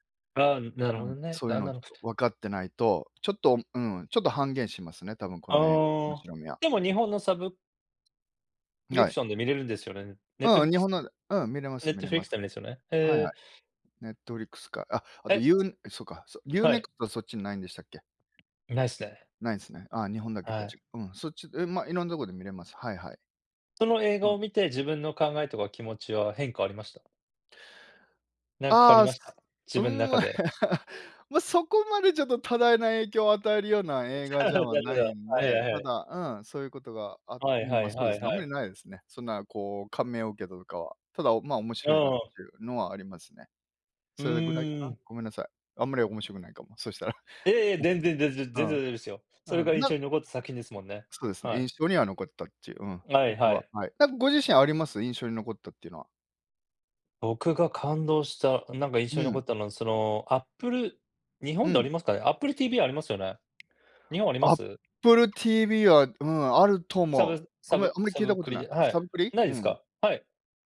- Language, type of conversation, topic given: Japanese, unstructured, 最近見た映画で、特に印象に残った作品は何ですか？
- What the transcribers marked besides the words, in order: laugh; laugh; laughing while speaking: "なるほど"; chuckle